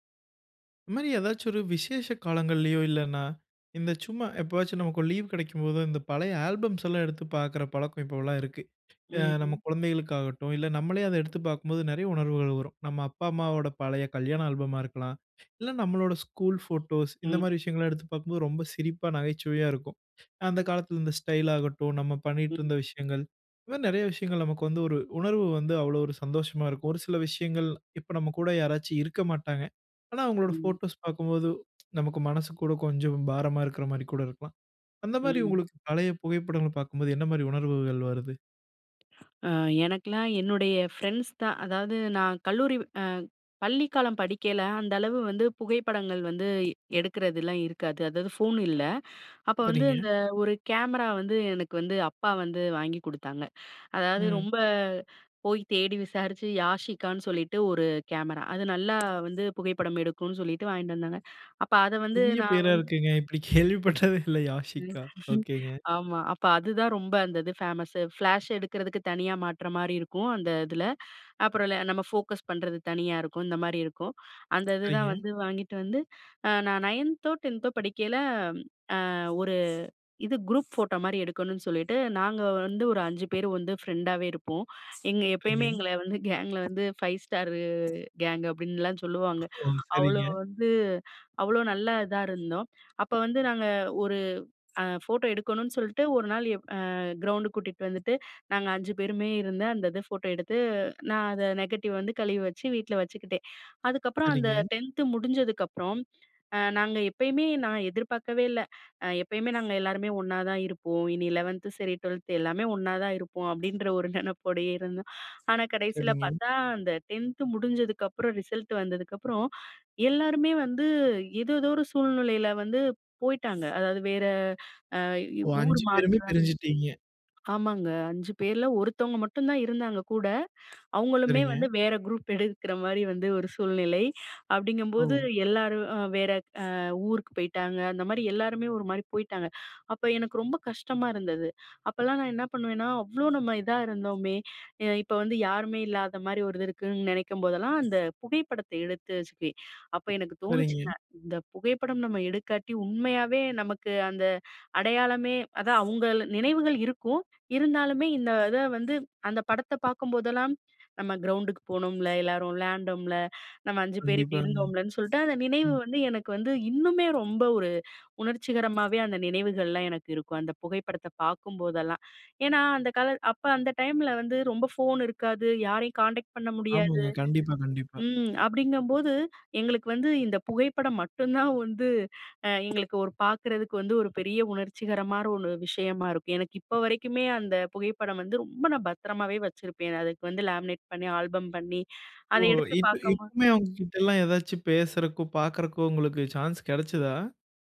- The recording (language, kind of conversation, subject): Tamil, podcast, பழைய புகைப்படங்களைப் பார்த்தால் உங்களுக்கு என்ன மாதிரியான உணர்வுகள் வரும்?
- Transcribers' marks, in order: other noise; other background noise; laughing while speaking: "இப்பிடி கேள்விப்பட்டதே இல்ல, Yasika. ஒகேங்க"; laugh; in English: "ஃப்ளாஷ்"; in English: "ஃபோக்கஸ்"; laughing while speaking: "கேங்க்ல வந்து"; in English: "கேங்க்ல"; in English: "நெகட்டிவ்"; laughing while speaking: "நெனப்போடயே"; laughing while speaking: "குரூப் எடுக்குற"; laughing while speaking: "மட்டும்தான் வந்து"; "உணர்ச்சிகரமான ஒரு" said as "உணர்ச்சிகரரோன்னு"; in English: "லேமினேட்"